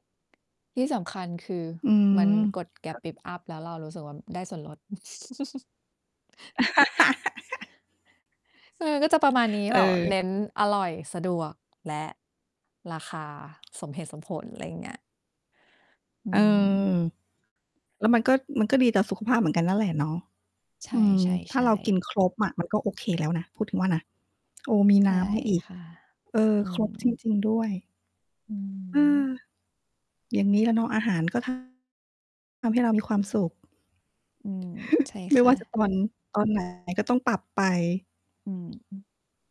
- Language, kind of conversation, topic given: Thai, unstructured, คุณรู้สึกอย่างไรกับอาหารที่เคยทำให้คุณมีความสุขแต่ตอนนี้หากินยาก?
- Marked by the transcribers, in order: chuckle; laugh; tapping; distorted speech; static; chuckle; other noise